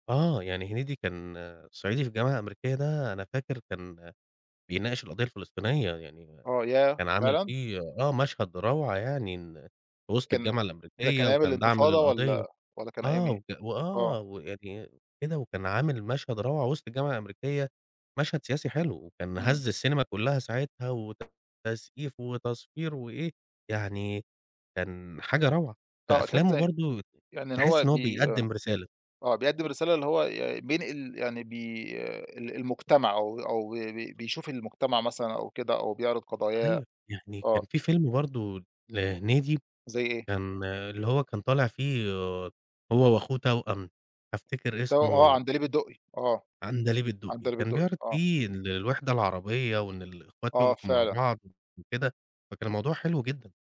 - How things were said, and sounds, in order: tapping
- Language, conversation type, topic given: Arabic, podcast, مين الفنان المحلي اللي بتفضّله؟